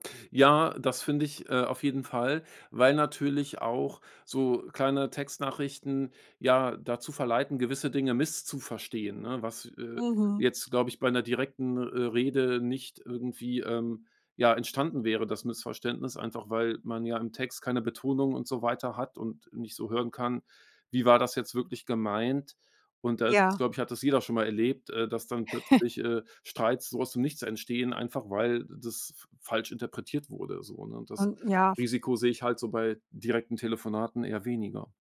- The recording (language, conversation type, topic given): German, podcast, Wann rufst du lieber an, statt zu schreiben?
- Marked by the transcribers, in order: chuckle